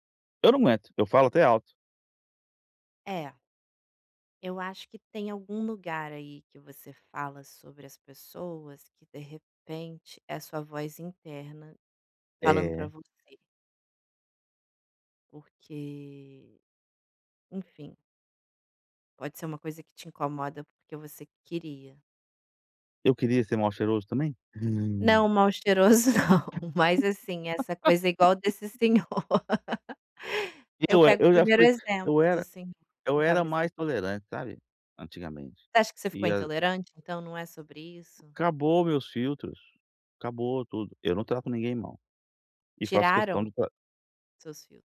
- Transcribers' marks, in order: chuckle; laughing while speaking: "não"; laugh; laugh; other background noise; tapping
- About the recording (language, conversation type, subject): Portuguese, advice, Como posso agir sem medo da desaprovação social?